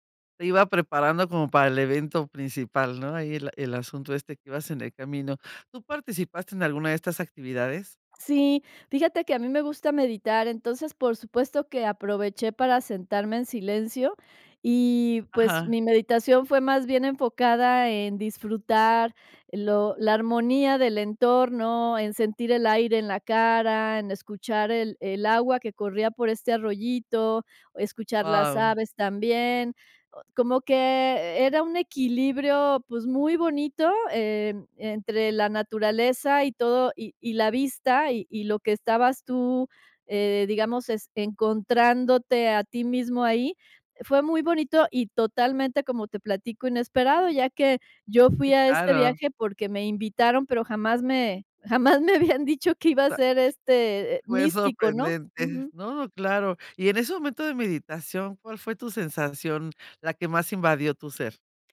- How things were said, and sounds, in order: other background noise
- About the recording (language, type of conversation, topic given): Spanish, podcast, ¿Me hablas de un lugar que te hizo sentir pequeño ante la naturaleza?